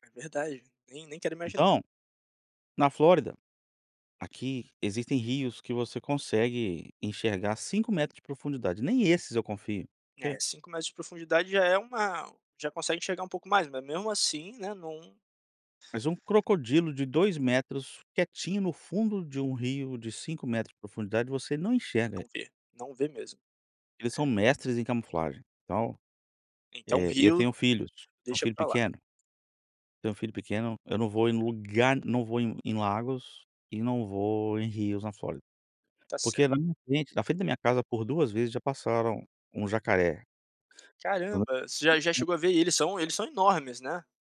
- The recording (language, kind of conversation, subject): Portuguese, podcast, Você prefere o mar, o rio ou a mata, e por quê?
- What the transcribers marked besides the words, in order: unintelligible speech